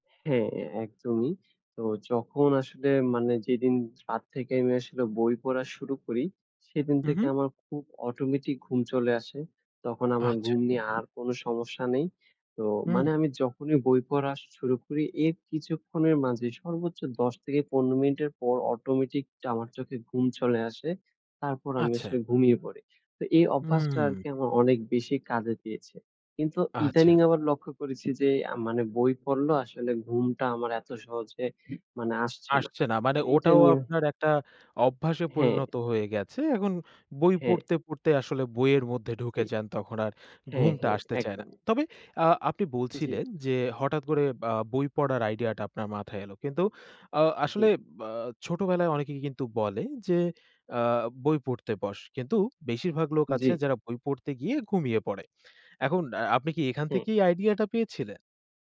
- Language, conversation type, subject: Bengali, podcast, রাতে ফোন না দেখে ঘুমাতে যাওয়ার জন্য তুমি কী কৌশল ব্যবহার করো?
- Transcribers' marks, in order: none